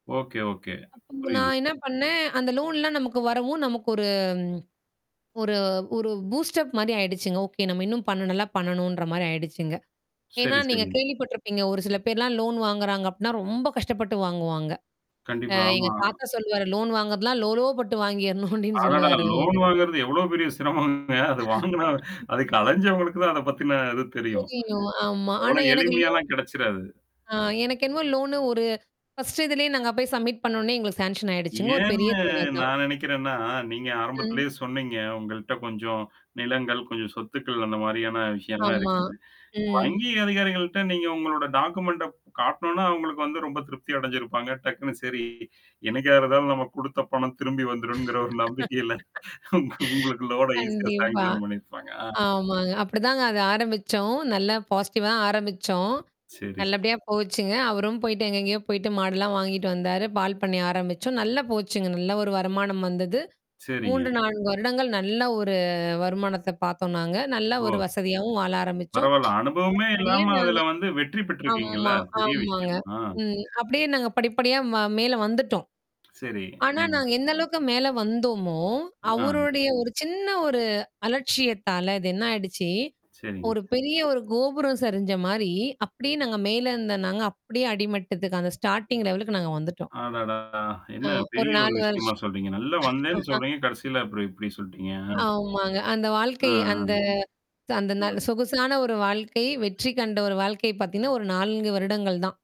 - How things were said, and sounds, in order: "புரியுதுங்க" said as "புரியுங்"; distorted speech; in English: "லோன்லாம்"; in English: "பூஸ்டப்"; in English: "லோன்"; in English: "லோன்"; in English: "லோன்"; laugh; in English: "லோனு"; in English: "சப்மிட்"; in English: "சேங்ஷன்"; in English: "டாக்குமெண்ட"; mechanical hum; laugh; laughing while speaking: "ஒரு நம்பிக்கையில. உங்க உங்களுக்கு லோனா ஈஸியா செலக்க்ஷன் பண்ணியிருப்பாங்க. ஆ"; in English: "லோனா ஈஸியா செலக்க்ஷன்"; in English: "பாசிட்டிவ்"; in English: "ஸ்டார்டிங்"; laugh; drawn out: "சொல்ட்டீங்க?"
- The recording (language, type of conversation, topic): Tamil, podcast, ஒரு பெரிய தோல்விக்குப் பிறகு நீங்கள் எப்படி மீண்டீர்கள்?